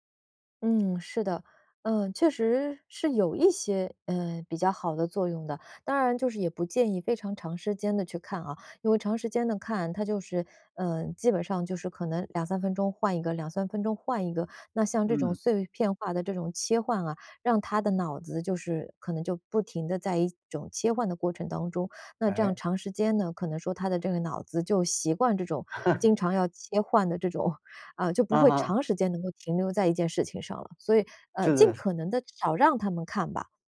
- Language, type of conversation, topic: Chinese, podcast, 你怎么看短视频对注意力的影响？
- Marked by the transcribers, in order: laugh